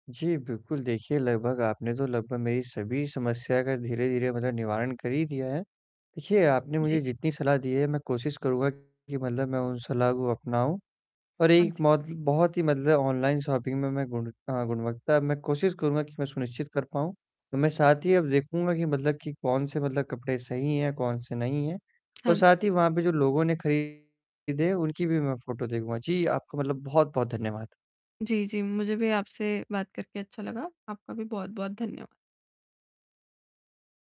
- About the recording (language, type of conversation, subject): Hindi, advice, ऑनलाइन खरीदारी करते समय मैं उत्पाद की गुणवत्ता कैसे सुनिश्चित कर सकता/सकती हूँ?
- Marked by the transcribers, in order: static; in English: "ऑनलाइन शॉपिंग"; tapping; distorted speech